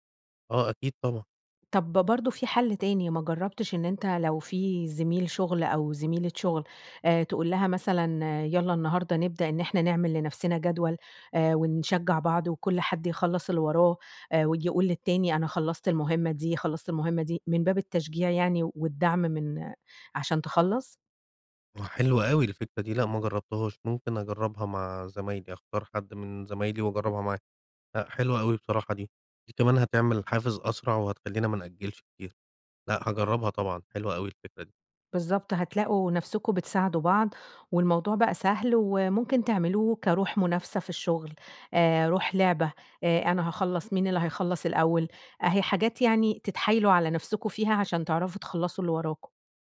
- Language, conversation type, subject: Arabic, advice, بتأجّل المهام المهمة على طول رغم إني ناوي أخلصها، أعمل إيه؟
- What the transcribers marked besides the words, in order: none